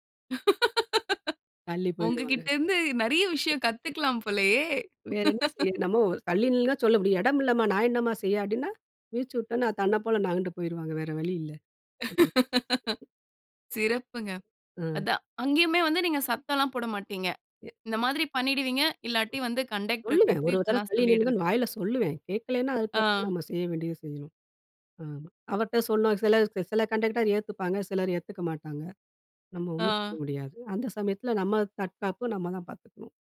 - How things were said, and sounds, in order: laugh; chuckle; other background noise; laugh; unintelligible speech; tapping
- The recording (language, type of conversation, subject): Tamil, podcast, மோதல் ஏற்பட்டால் நீங்கள் முதலில் என்ன செய்கிறீர்கள்?